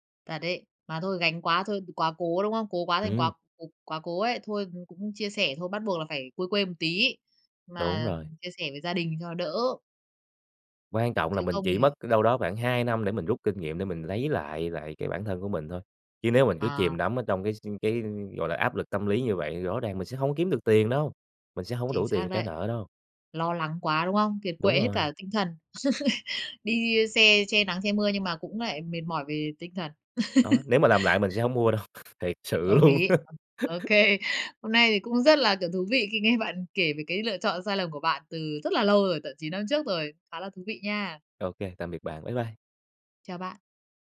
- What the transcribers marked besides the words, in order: tapping; laugh; laugh; laughing while speaking: "thiệt sự luôn á!"
- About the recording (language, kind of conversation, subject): Vietnamese, podcast, Bạn có thể kể về một lần bạn đưa ra lựa chọn sai và bạn đã học được gì từ đó không?
- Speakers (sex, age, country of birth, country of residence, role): female, 30-34, Vietnam, Vietnam, host; male, 20-24, Vietnam, Vietnam, guest